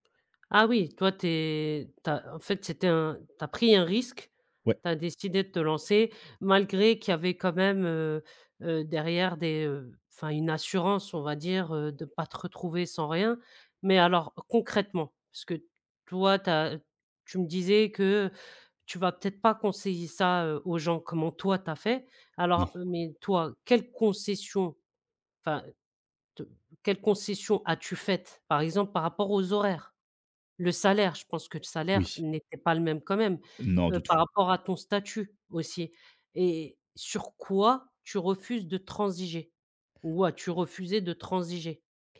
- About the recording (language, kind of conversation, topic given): French, podcast, Comment concilies-tu ta passion et la nécessité de gagner ta vie ?
- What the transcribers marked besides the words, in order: tapping; other background noise